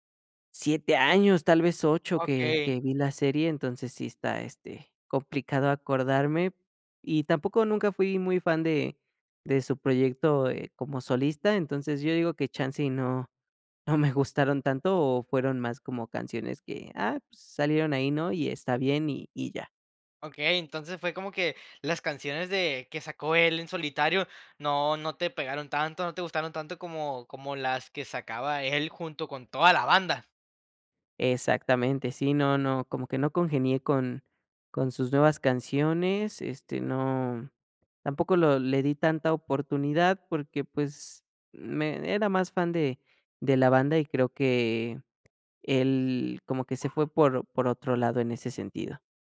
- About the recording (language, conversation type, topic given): Spanish, podcast, ¿Qué canción sientes que te definió durante tu adolescencia?
- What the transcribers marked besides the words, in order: laughing while speaking: "gustaron"; dog barking